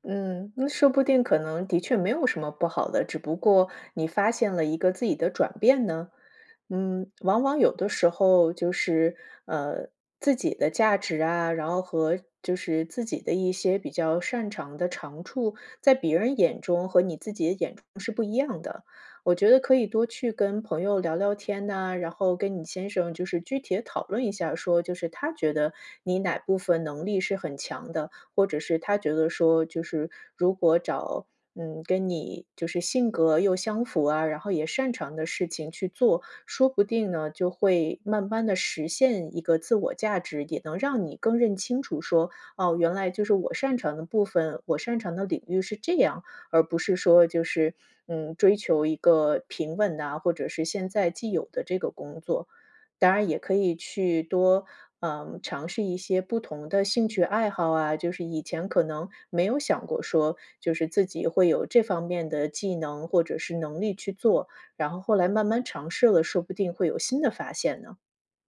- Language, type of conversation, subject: Chinese, advice, 在恋爱或婚姻中我感觉失去自我，该如何找回自己的目标和热情？
- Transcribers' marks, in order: none